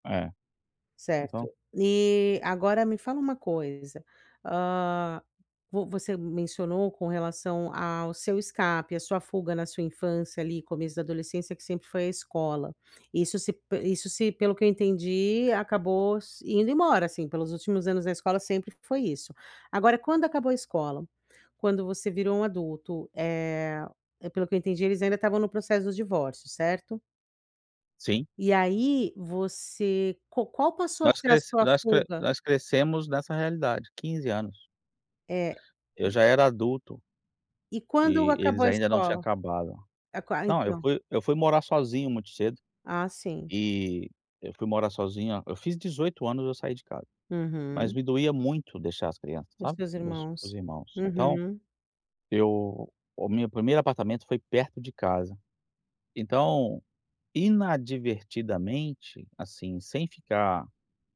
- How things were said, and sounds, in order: unintelligible speech; unintelligible speech
- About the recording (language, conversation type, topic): Portuguese, advice, Como posso equilibrar minha identidade pública com meu eu interior sem me perder?